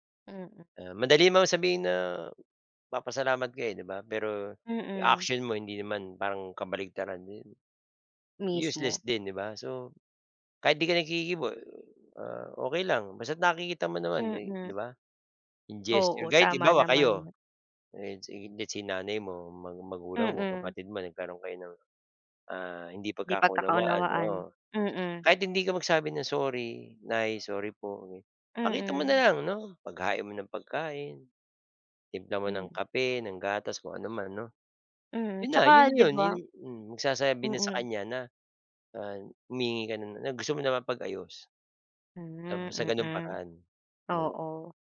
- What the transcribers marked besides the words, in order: "halimbawa" said as "hibawa"; "mga" said as "mang"
- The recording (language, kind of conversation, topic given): Filipino, unstructured, Paano mo ipinapakita ang pasasalamat mo sa mga taong tumutulong sa iyo?